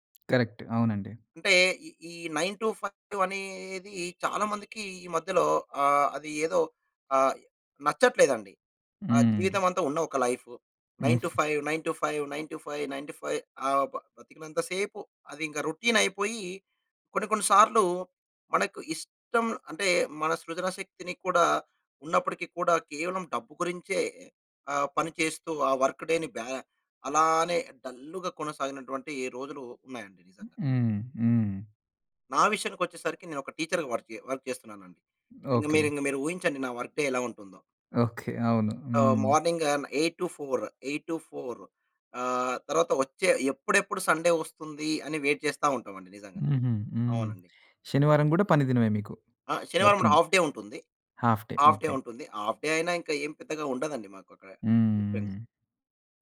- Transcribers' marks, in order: tapping; in English: "కరెక్ట్"; in English: "నైన్ టు ఫైవ్"; horn; in English: "లైఫ్ నైన్ టు ఫైవ్ నైన్ … నైన్ టు ఫైవ్"; giggle; in English: "రొటీన్"; in English: "వర్క్ డే‌ని"; in English: "డల్‌గా"; in English: "టీచర్‌గా వర్కె వర్క్"; in English: "వర్క్ డే"; in English: "మార్నింగ్"; in English: "ఎయిట్ టు ఫోర్ ఎయిట్ టు ఫోర్"; in English: "సండే"; in English: "వెయిట్"; in English: "వర్కింగ్"; in English: "హాఫ్ డే"; in English: "హాఫ్ డే"; in English: "హాఫ్ డే"; in English: "హాఫ్ డే"; in English: "డిఫరెన్స్"
- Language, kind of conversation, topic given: Telugu, podcast, ఒక సాధారణ పని రోజు ఎలా ఉండాలి అనే మీ అభిప్రాయం ఏమిటి?